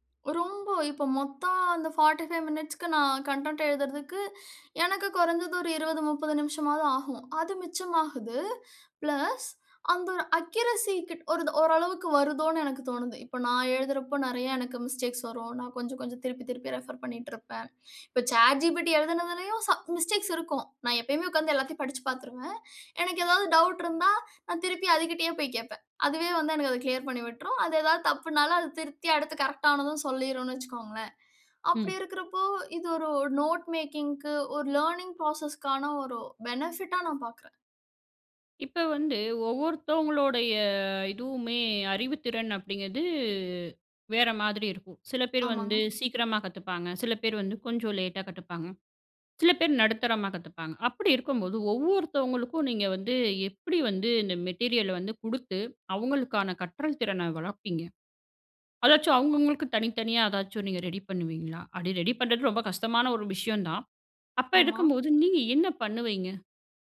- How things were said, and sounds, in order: in English: "ஃபார்ட்டி ஃபைவ் மினிட்ஸ்"; in English: "கன்டென்ட்"; in English: "பிளஸ்"; in English: "அக்யுரசி"; in English: "மிஸ்டேக்ஸ்"; in English: "ரெஃபர்"; in English: "மிஸ்டேக்ஸ்"; in English: "கிளியர்"; in English: "கரெக்ட்"; in English: "நோட் மேக்கிங்க்கு"; in English: "லேர்னிங் ப்ராசஸ்"; in English: "பெனஃபிட்"; other background noise; in English: "மெட்டீரியல"
- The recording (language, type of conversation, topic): Tamil, podcast, நீங்கள் உருவாக்கிய கற்றல் பொருட்களை எவ்வாறு ஒழுங்குபடுத்தி அமைப்பீர்கள்?